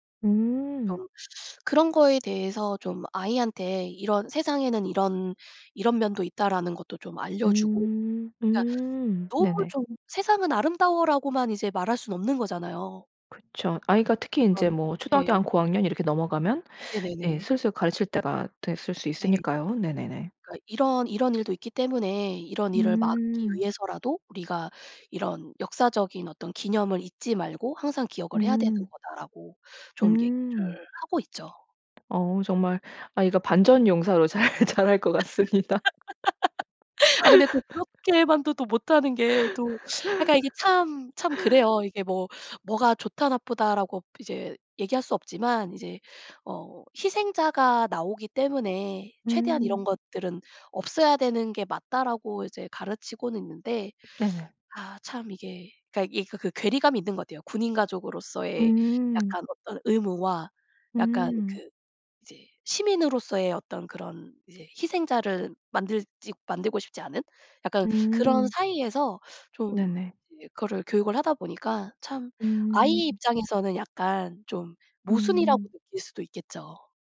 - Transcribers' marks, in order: other background noise; tapping; laugh; laughing while speaking: "잘 자랄 것 같습니다"; laugh; teeth sucking; background speech
- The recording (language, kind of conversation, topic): Korean, podcast, 그곳에 서서 역사를 실감했던 장소가 있다면, 어디인지 이야기해 주실래요?